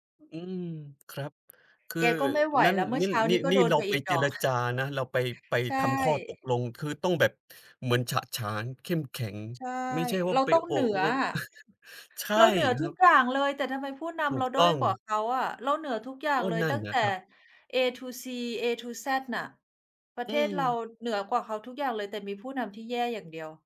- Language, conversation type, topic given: Thai, unstructured, อะไรคือสิ่งที่ทำให้คุณรู้สึกมั่นใจในตัวเอง?
- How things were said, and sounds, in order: chuckle; in English: "เอทูซี เอทูแซด"